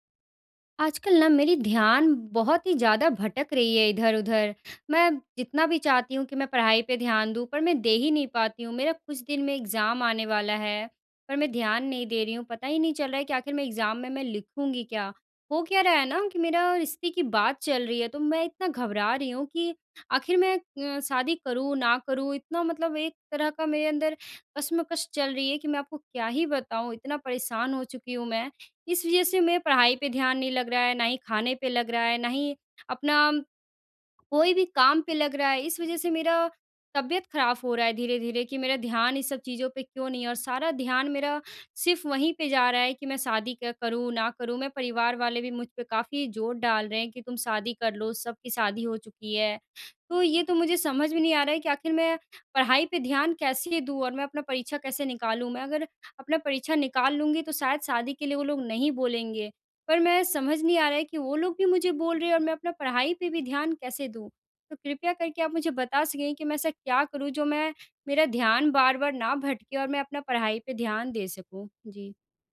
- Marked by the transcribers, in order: in English: "एग्ज़ाम"; in English: "एग्ज़ाम"
- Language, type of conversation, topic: Hindi, advice, मेरा ध्यान दिनभर बार-बार भटकता है, मैं साधारण कामों पर ध्यान कैसे बनाए रखूँ?